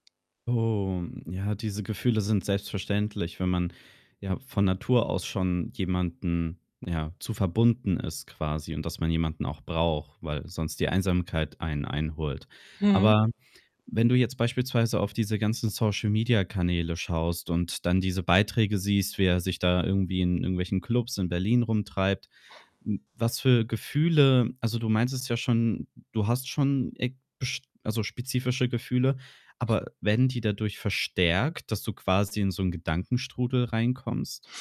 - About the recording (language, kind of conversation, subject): German, advice, Wie kann ich aufhören, meinem Ex in den sozialen Medien zu folgen, wenn ich nicht loslassen kann?
- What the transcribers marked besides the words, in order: other background noise; drawn out: "Oh"; mechanical hum